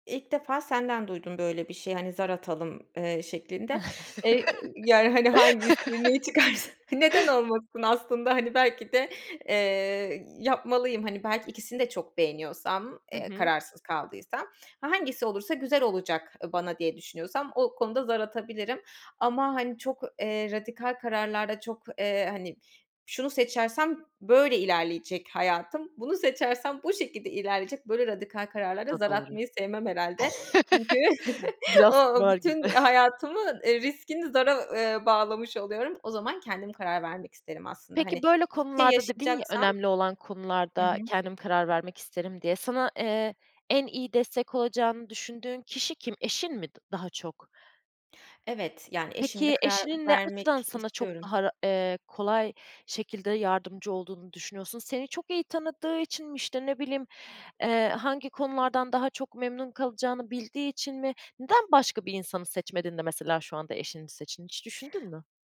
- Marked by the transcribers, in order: laugh; laughing while speaking: "hangisini, neyi çıkarsa"; chuckle; other background noise; other noise
- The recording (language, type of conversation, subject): Turkish, podcast, Basit seçimler bile zor geliyorsa ne yaparsın?
- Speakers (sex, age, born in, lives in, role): female, 30-34, Turkey, Germany, guest; female, 30-34, Turkey, Germany, host